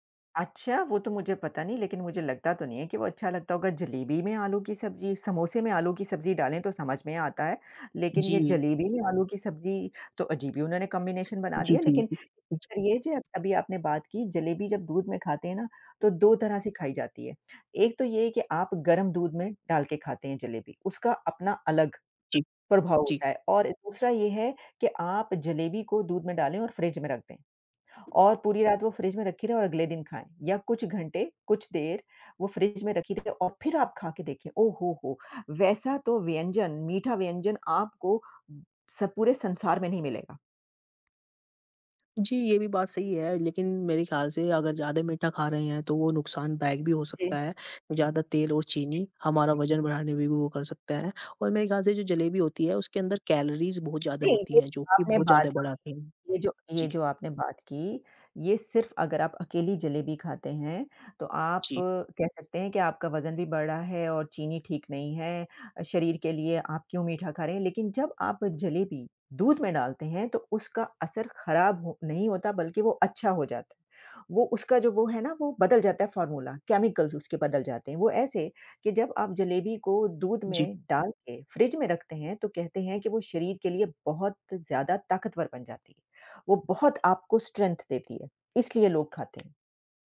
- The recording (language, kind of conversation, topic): Hindi, unstructured, कौन-सा भारतीय व्यंजन आपको सबसे ज़्यादा पसंद है?
- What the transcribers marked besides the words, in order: other background noise; in English: "कंबिनेशन"; tapping; in English: "कैलोरीज़"; in English: "फ़ॉर्मूला, केमिकल्स"; in English: "स्ट्रेंथ"